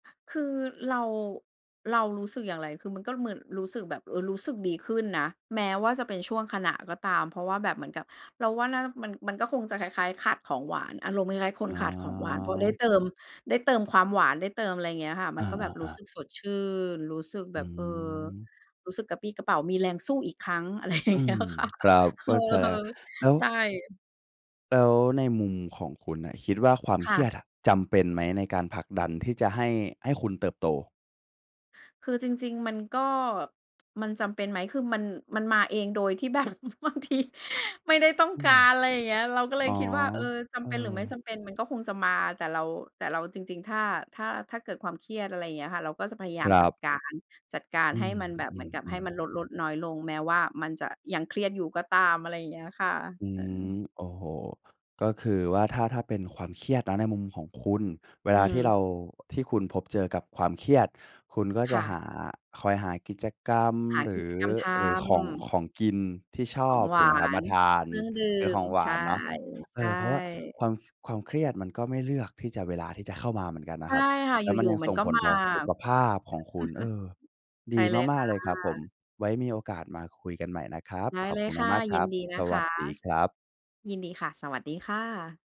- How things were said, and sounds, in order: drawn out: "อ๋อ"; laughing while speaking: "อะไรอย่างเงี้ยค่ะ"; laugh; other background noise; laughing while speaking: "บางที"; chuckle; tapping
- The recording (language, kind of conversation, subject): Thai, podcast, คุณมีวิธีจัดการความเครียดในชีวิตประจำวันอย่างไรบ้าง?